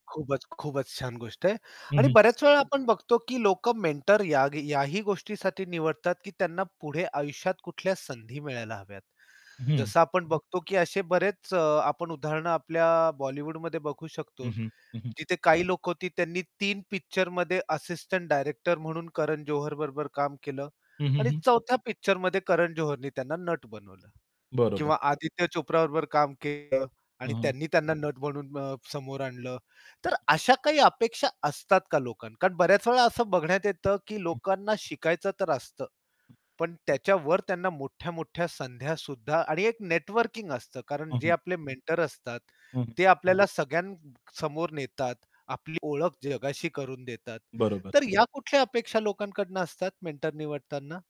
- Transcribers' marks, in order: static; other background noise; in English: "मेंटर"; tapping; distorted speech; in English: "मेंटर"; in English: "मेंटर"
- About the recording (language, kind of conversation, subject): Marathi, podcast, दीर्घकालीन करिअर योजना बनवण्यात मार्गदर्शक कसा हातभार लावतो?